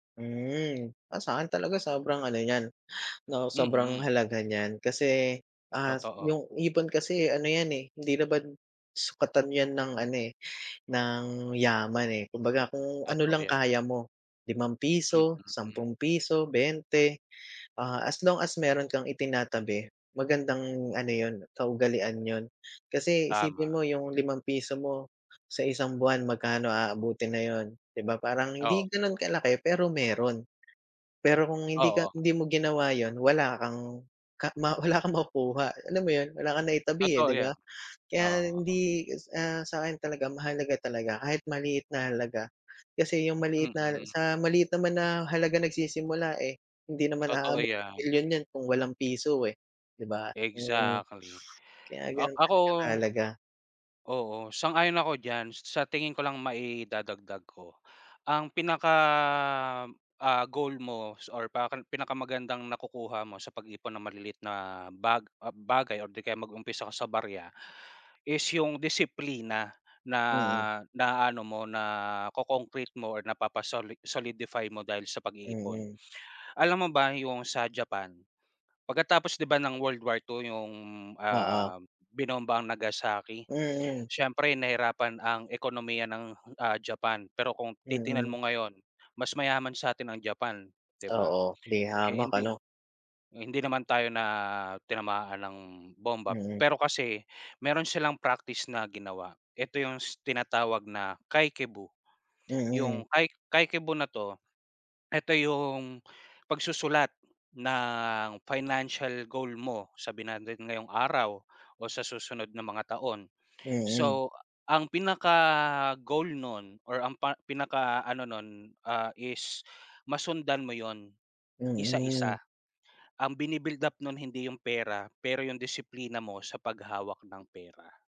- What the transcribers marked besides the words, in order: tapping
- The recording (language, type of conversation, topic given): Filipino, unstructured, Ano ang pakiramdam mo kapag nakakatipid ka ng pera?